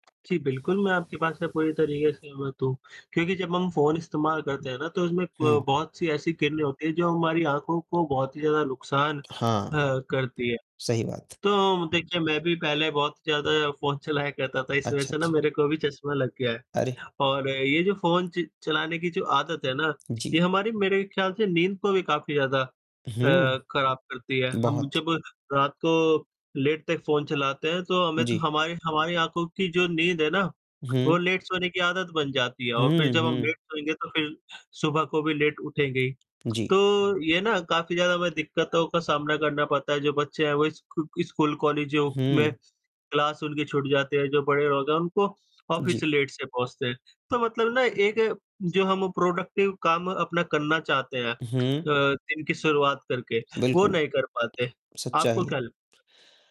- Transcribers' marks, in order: distorted speech; other background noise; in English: "लेट"; in English: "लेट"; in English: "लेट"; in English: "लेट"; in English: "क्लास"; in English: "ऑफिस लेट"; in English: "प्रोडक्टिव"; tapping
- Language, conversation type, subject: Hindi, unstructured, आपके अनुसार मोबाइल फोन ने हमारी ज़िंदगी कैसे बदल दी है?